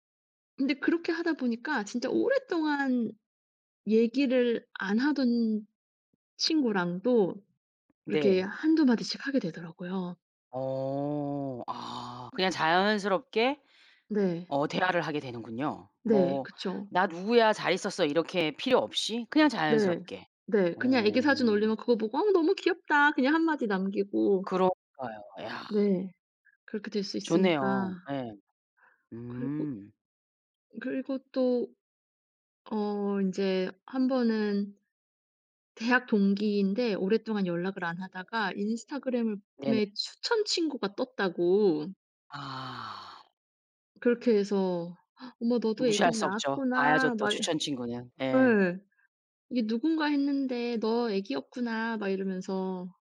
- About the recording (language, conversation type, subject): Korean, podcast, SNS는 사람들 간의 연결에 어떤 영향을 준다고 보시나요?
- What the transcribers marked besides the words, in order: other background noise; "에" said as "메"; gasp